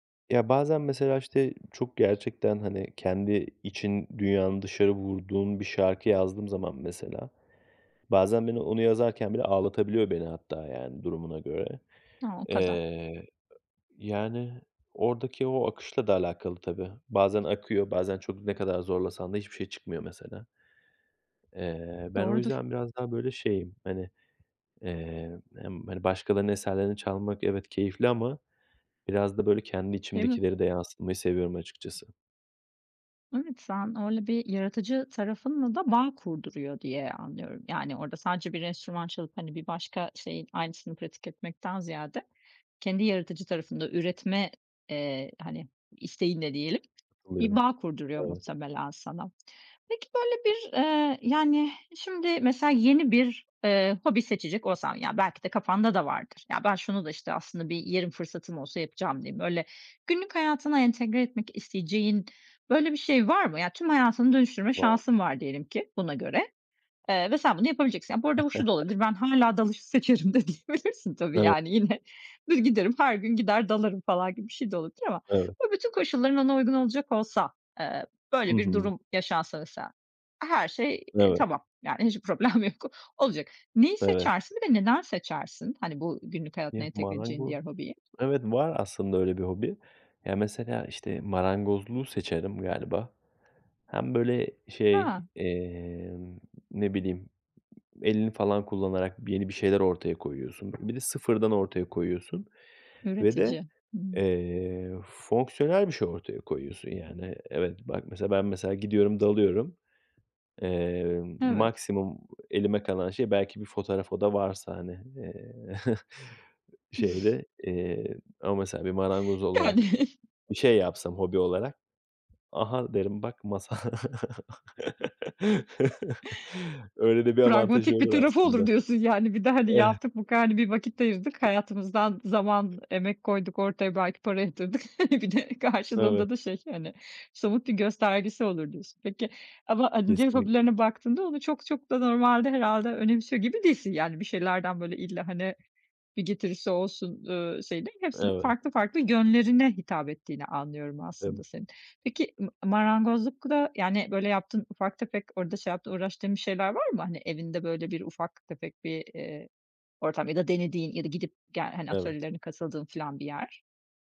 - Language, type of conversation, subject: Turkish, podcast, Günde sadece yirmi dakikanı ayırsan hangi hobiyi seçerdin ve neden?
- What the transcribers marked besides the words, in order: tapping; other background noise; chuckle; laughing while speaking: "seçerim. de diyebilirsin"; laughing while speaking: "Yine"; laughing while speaking: "problem yok"; snort; laughing while speaking: "Yani"; giggle; chuckle; other noise; chuckle; laughing while speaking: "Bir de"